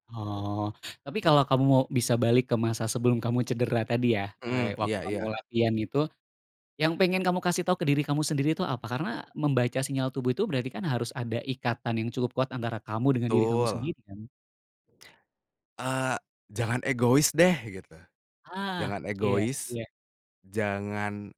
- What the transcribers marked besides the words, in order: other background noise
- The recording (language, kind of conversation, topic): Indonesian, podcast, Pernahkah kamu mengabaikan sinyal dari tubuhmu lalu menyesal?